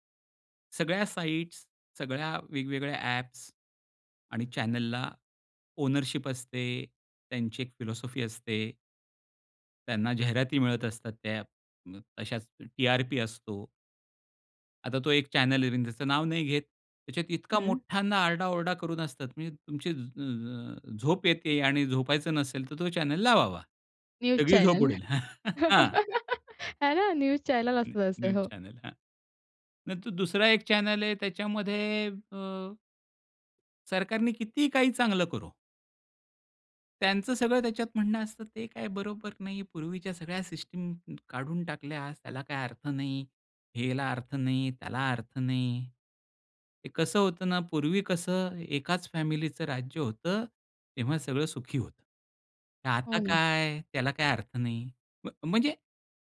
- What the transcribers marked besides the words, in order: in English: "चॅनलला ओनरशिप"; in English: "फिलासॉफी"; in English: "चॅनल"; in English: "चॅनल"; in English: "न्यूज चॅनल"; laugh; chuckle; in English: "न्यूज चॅनेल"; other background noise; in English: "न्यू न्यूज चॅनल"; in English: "चॅनल"
- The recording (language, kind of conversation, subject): Marathi, podcast, निवडून सादर केलेल्या माहितीस आपण विश्वासार्ह कसे मानतो?